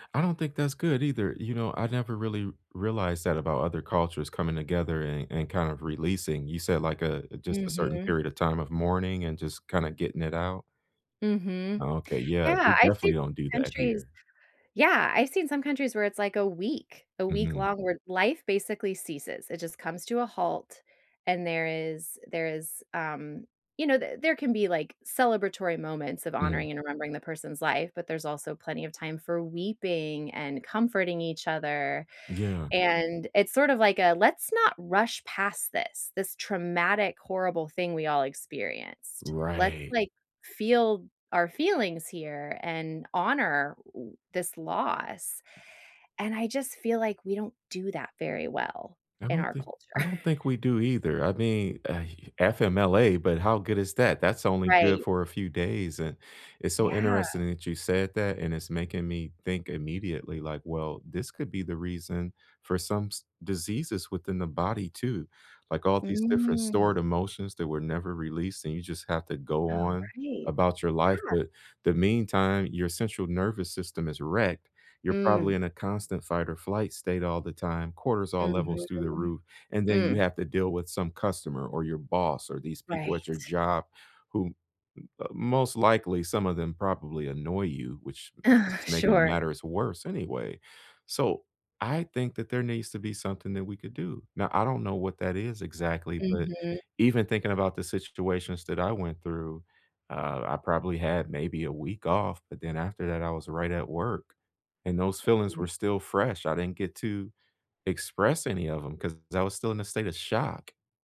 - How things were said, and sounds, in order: other background noise; laugh; drawn out: "Mm"; laugh; other noise
- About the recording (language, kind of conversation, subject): English, unstructured, What helps people cope with losing someone?